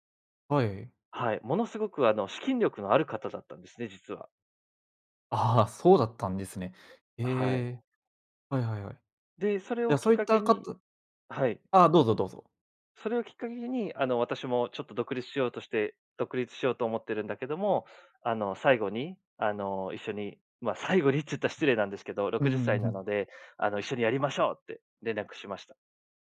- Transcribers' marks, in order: none
- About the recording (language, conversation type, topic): Japanese, podcast, 偶然の出会いで人生が変わったことはありますか？